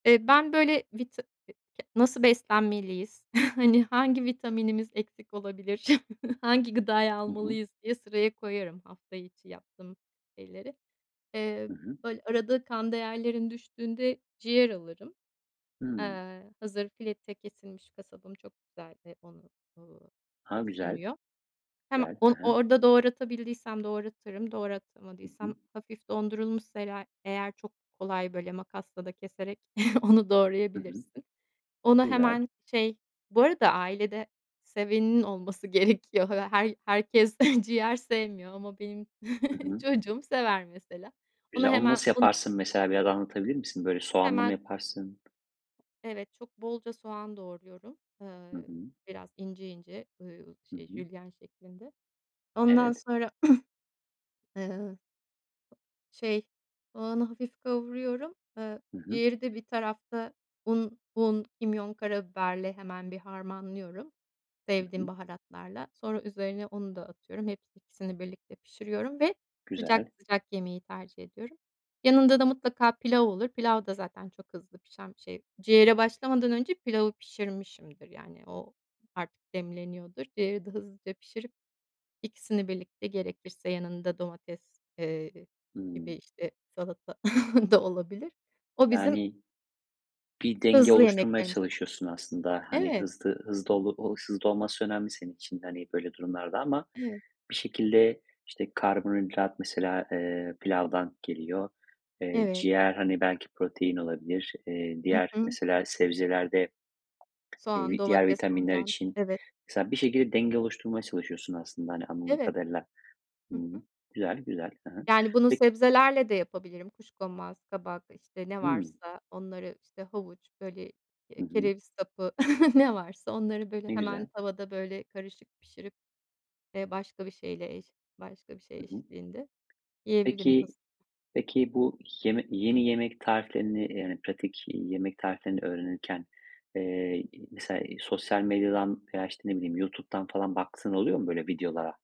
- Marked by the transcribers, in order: chuckle; chuckle; chuckle; laughing while speaking: "gerekiyor"; chuckle; other background noise; throat clearing; tapping; chuckle; unintelligible speech; chuckle
- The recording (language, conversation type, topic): Turkish, podcast, Yemek yaparken genelde hangi tarifleri tercih ediyorsun ve neden?